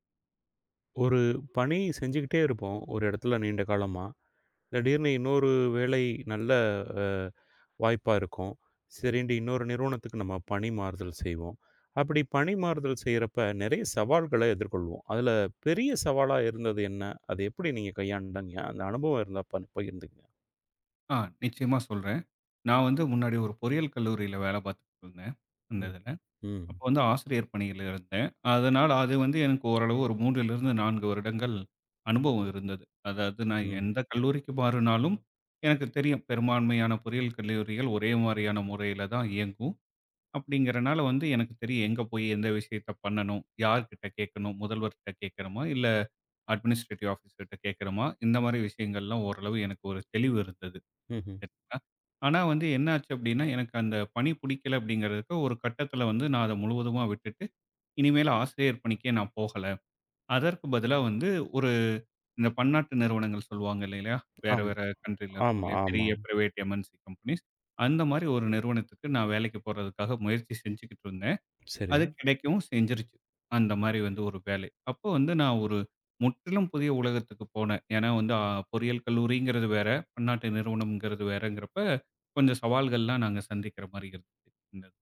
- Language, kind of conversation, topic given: Tamil, podcast, பணியில் மாற்றம் செய்யும் போது உங்களுக்கு ஏற்பட்ட மிகப் பெரிய சவால்கள் என்ன?
- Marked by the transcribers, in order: other background noise; in English: "அட்மினிஸ்ட்ரேடிவ் ஆபிசர்"; in English: "கன்ட்ரில"; in English: "பிரைவேட் எம்ன்சி கம்பெனிஸ்"